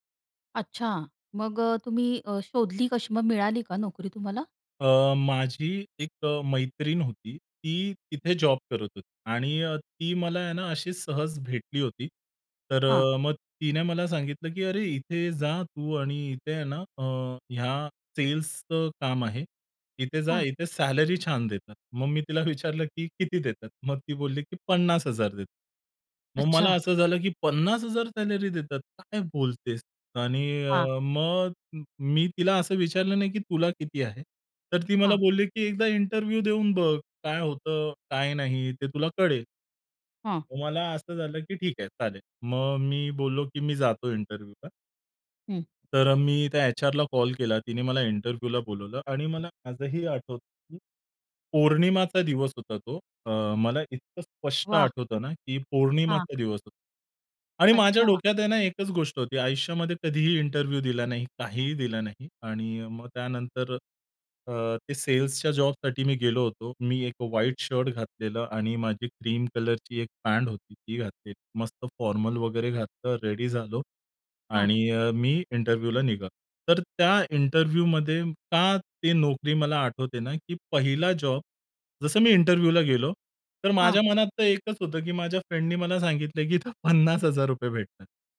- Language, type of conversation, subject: Marathi, podcast, तुम्हाला तुमच्या पहिल्या नोकरीबद्दल काय आठवतं?
- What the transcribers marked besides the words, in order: tapping; laughing while speaking: "विचारलं"; chuckle; in English: "इंटरव्ह्यू"; in English: "इंटरव्ह्यूला"; in English: "इंटरव्ह्यूला"; in English: "इंटरव्ह्यू"; in English: "फॉर्मल"; in English: "रेडी"; in English: "इंटरव्ह्यूला"; in English: "इंटरव्ह्यूमध्ये"; in English: "इंटरव्ह्यूला"; in English: "फ्रेंडनी"; laughing while speaking: "पन्नास हजार रुपये"